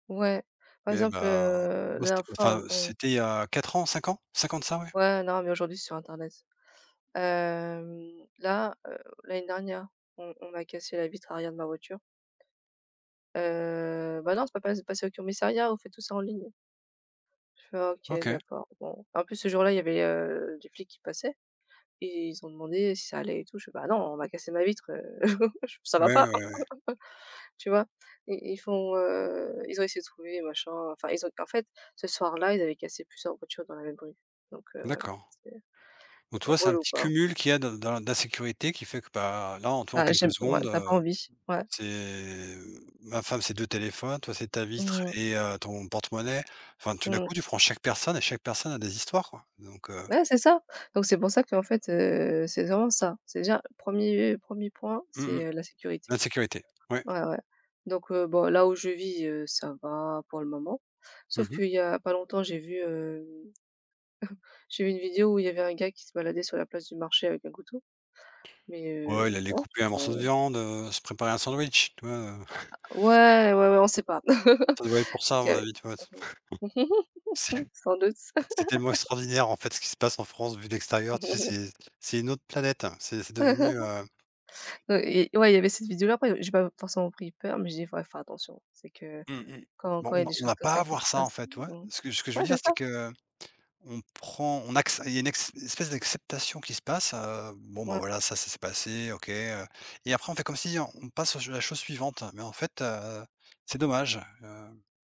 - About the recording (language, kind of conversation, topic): French, unstructured, Qu’est-ce qui te fait te sentir chez toi dans un endroit ?
- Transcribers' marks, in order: drawn out: "Hem"; tapping; chuckle; laugh; other background noise; chuckle; chuckle; chuckle; laugh; chuckle; laugh; chuckle; laugh